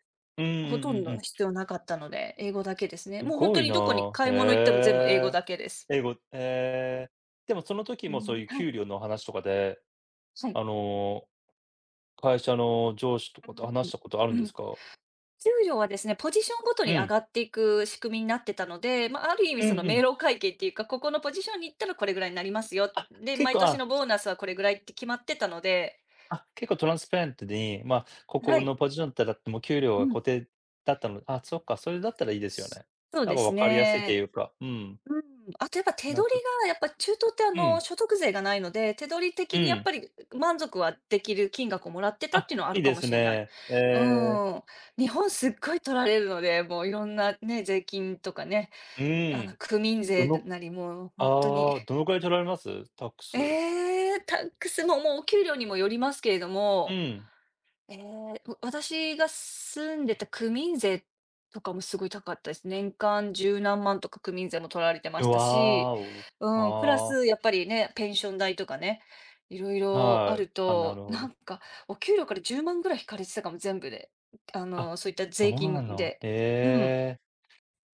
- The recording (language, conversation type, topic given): Japanese, unstructured, 給料がなかなか上がらないことに不満を感じますか？
- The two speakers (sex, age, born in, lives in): female, 40-44, Japan, United States; male, 40-44, Japan, United States
- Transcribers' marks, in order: tapping; in English: "トランスペアレント"; other noise